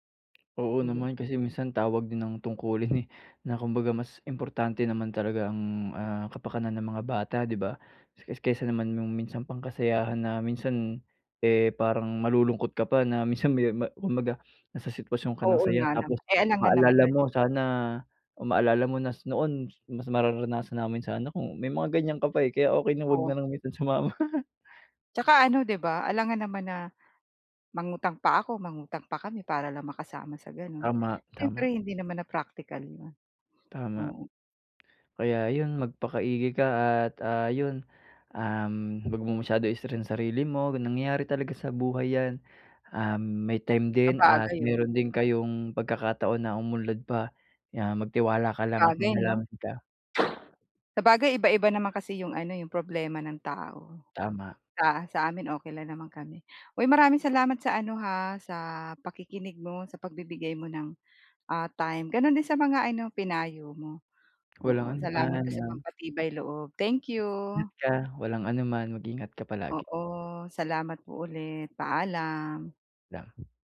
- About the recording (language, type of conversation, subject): Filipino, advice, Paano ko haharapin ang damdamin ko kapag nagbago ang aking katayuan?
- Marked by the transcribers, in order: tapping; laugh; fan; other background noise